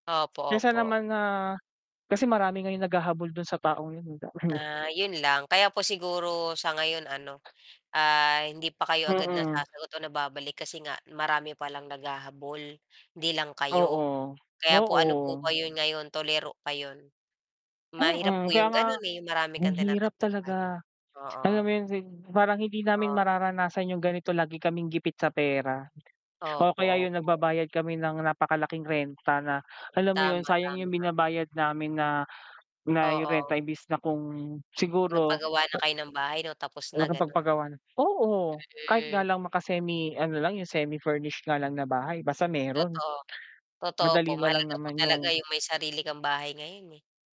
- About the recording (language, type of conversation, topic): Filipino, unstructured, Paano mo pinapatibay ang relasyon mo sa pamilya?
- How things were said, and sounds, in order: distorted speech; unintelligible speech; chuckle; static; tapping